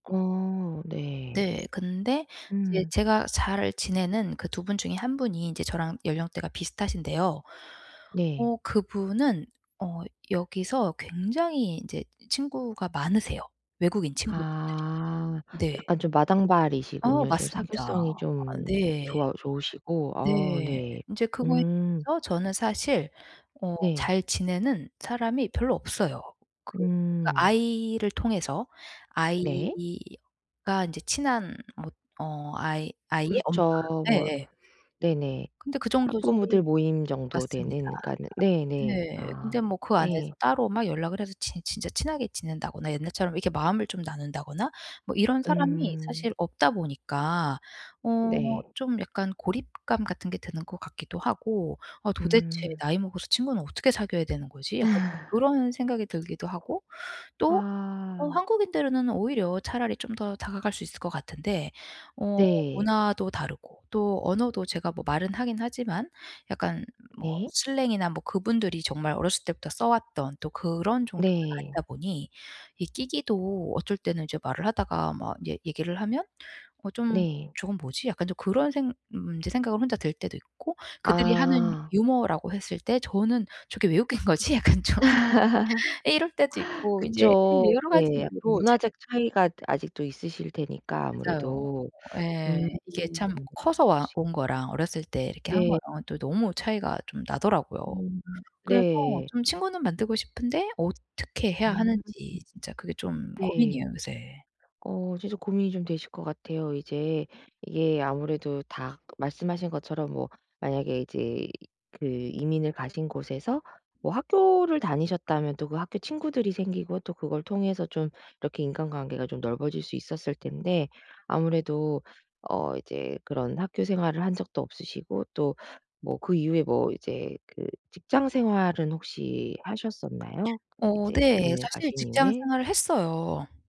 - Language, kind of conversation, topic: Korean, advice, 성인이 된 뒤 새로운 친구를 어떻게 만들 수 있을까요?
- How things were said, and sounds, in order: other background noise; laugh; laugh; laughing while speaking: "거지?' 약간 좀"; unintelligible speech